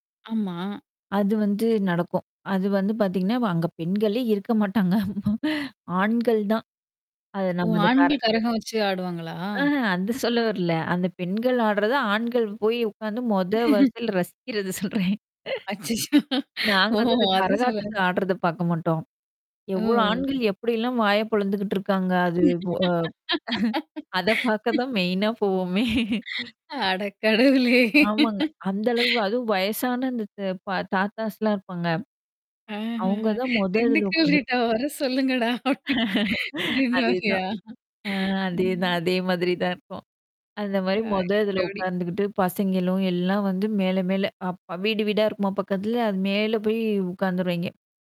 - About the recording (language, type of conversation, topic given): Tamil, podcast, பழமைச் சிறப்பு கொண்ட ஒரு பாரம்பரியத் திருவிழாவைப் பற்றி நீங்கள் கூற முடியுமா?
- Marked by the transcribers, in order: other background noise; laughing while speaking: "அங்க பெண்களே இருக்க மாட்டாங்க"; laugh; laugh; laugh; laughing while speaking: "அத பார்க்க தான் மெயினா போவோமே!"; other noise; laugh; laugh; unintelligible speech